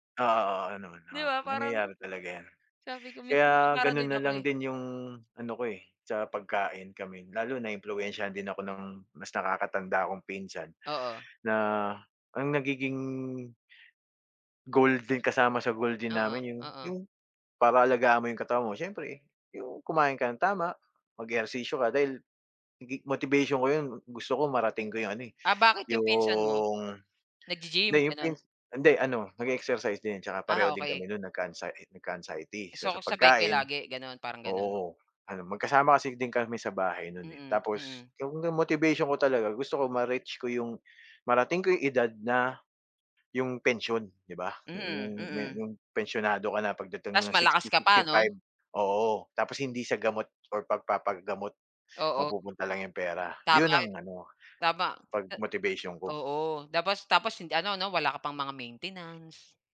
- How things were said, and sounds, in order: none
- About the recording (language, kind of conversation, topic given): Filipino, unstructured, Ano ang ginagawa mo para manatiling malusog ang katawan mo?